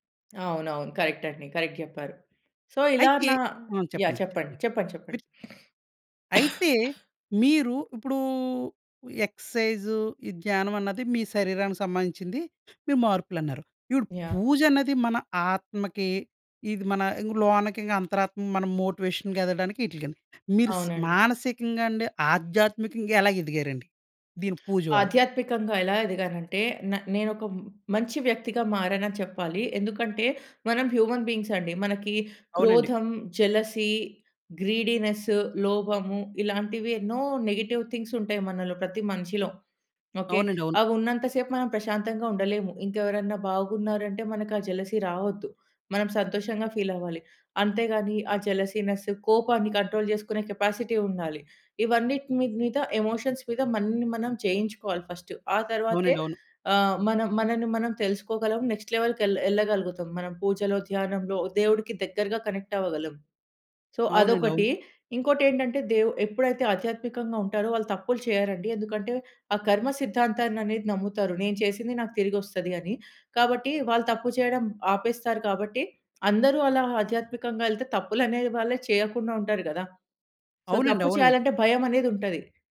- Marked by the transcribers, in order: in English: "కరెక్ట్"; in English: "కరెక్ట్"; in English: "సో"; sniff; cough; drawn out: "ఇప్పుడూ"; in English: "ఎక్సర్సైజ్"; in English: "హ్యూమన్ బీయింగ్స్"; in English: "గ్రీడీనెస్"; in English: "నెగెటివ్ థింగ్స్"; in English: "ఫీల్"; in English: "జలసీనెస్"; in English: "కంట్రోల్"; in English: "కెపాసిటీ"; in English: "ఎమోషన్స్"; in English: "ఫర్స్ట్"; in English: "నెక్స్ట్ లెవెల్‌కి"; in English: "కనెక్ట్"; in English: "సో"; in English: "సో"
- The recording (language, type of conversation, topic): Telugu, podcast, ఉదయం మీరు పూజ లేదా ధ్యానం ఎలా చేస్తారు?